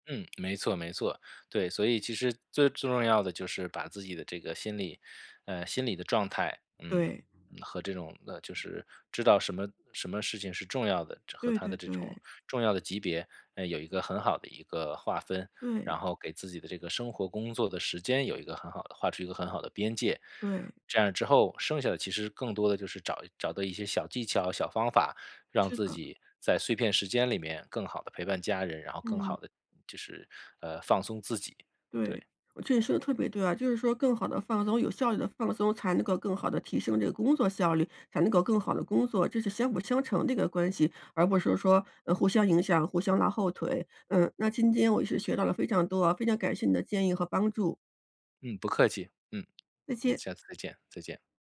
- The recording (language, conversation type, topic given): Chinese, advice, 在家休息时难以放松身心
- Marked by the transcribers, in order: other background noise